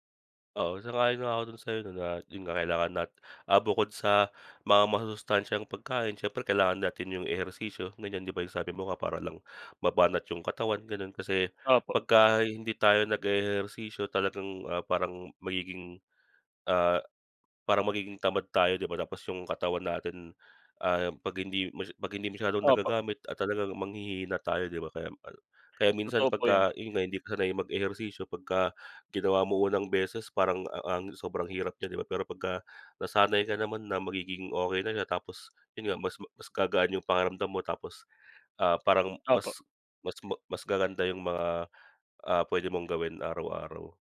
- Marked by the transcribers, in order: none
- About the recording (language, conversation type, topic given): Filipino, unstructured, Ano ang ginagawa mo araw-araw para mapanatili ang kalusugan mo?